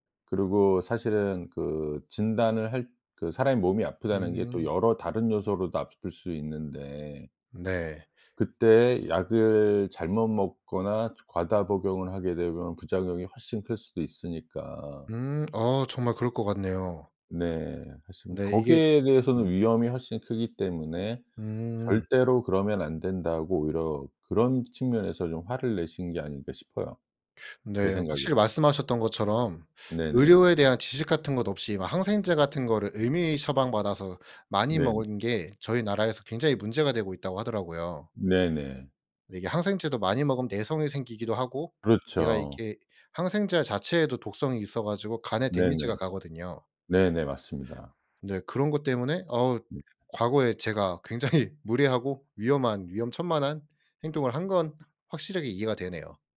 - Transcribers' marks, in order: other background noise; in English: "데미지가"; laughing while speaking: "굉장히"
- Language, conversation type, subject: Korean, podcast, 회복 중 운동은 어떤 식으로 시작하는 게 좋을까요?